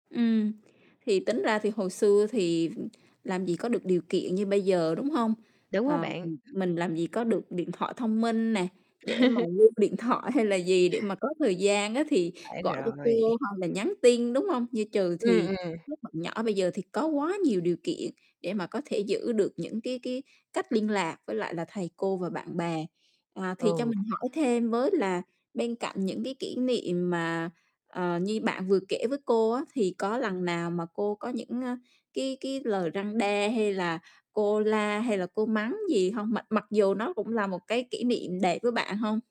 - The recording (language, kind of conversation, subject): Vietnamese, podcast, Thầy cô nào đã ảnh hưởng nhiều nhất đến bạn, và vì sao?
- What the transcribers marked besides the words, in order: static; tapping; distorted speech; laugh; other noise; other background noise